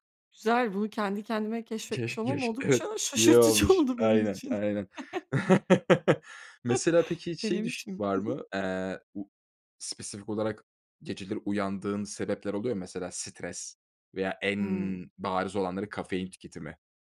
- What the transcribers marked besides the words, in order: chuckle
- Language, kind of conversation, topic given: Turkish, podcast, Gece uyanıp tekrar uyuyamadığında bununla nasıl başa çıkıyorsun?